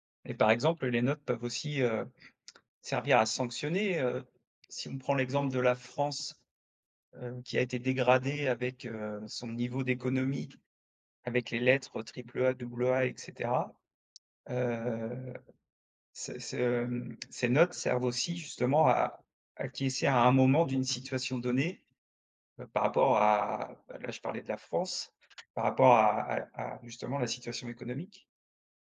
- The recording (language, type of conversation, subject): French, podcast, Que penses-tu des notes et des classements ?
- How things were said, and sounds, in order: other background noise